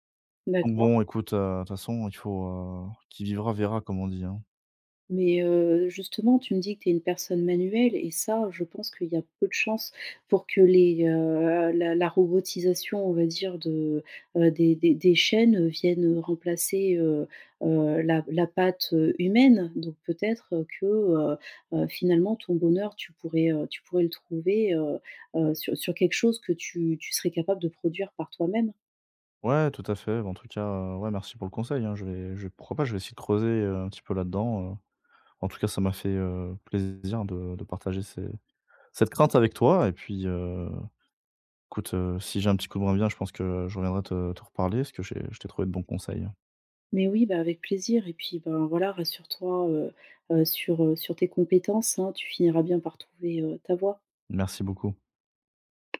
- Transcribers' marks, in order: other background noise; tapping
- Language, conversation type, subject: French, advice, Comment puis-je vivre avec ce sentiment d’insécurité face à l’inconnu ?